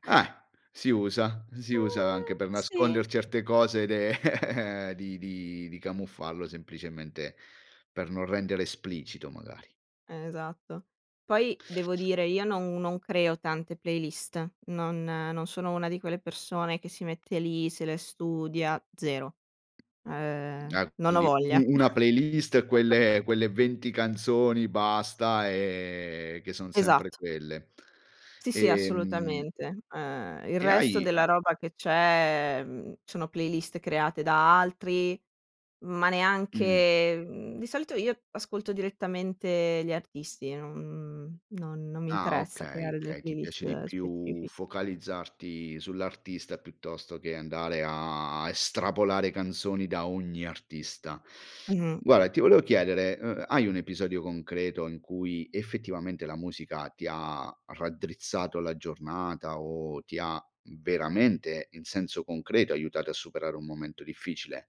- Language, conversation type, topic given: Italian, podcast, In che modo la musica ti aiuta nei momenti difficili?
- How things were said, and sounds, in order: drawn out: "Eh"; chuckle; "camuffarlo" said as "camuffallo"; tapping; other background noise; chuckle